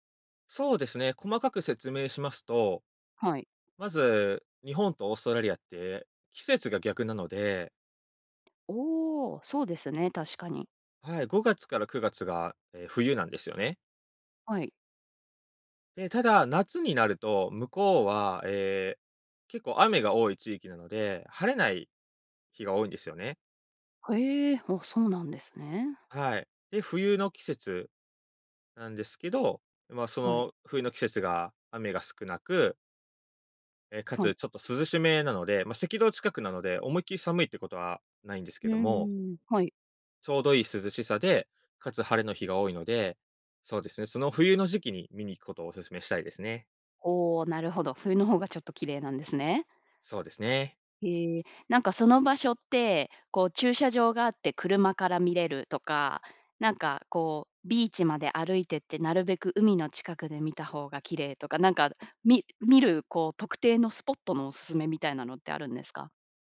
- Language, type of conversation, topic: Japanese, podcast, 自然の中で最も感動した体験は何ですか？
- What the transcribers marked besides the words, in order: tapping